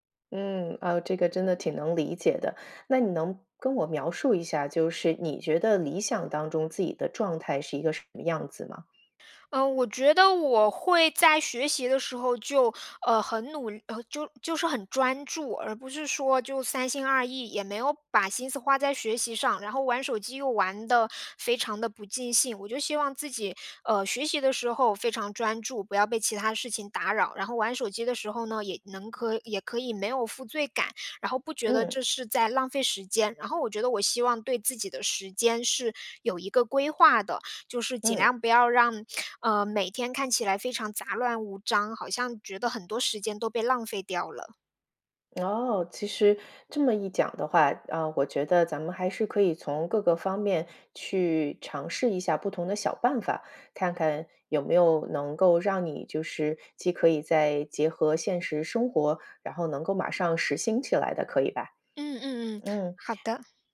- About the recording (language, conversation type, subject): Chinese, advice, 如何面对对自己要求过高、被自我批评压得喘不过气的感觉？
- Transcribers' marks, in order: none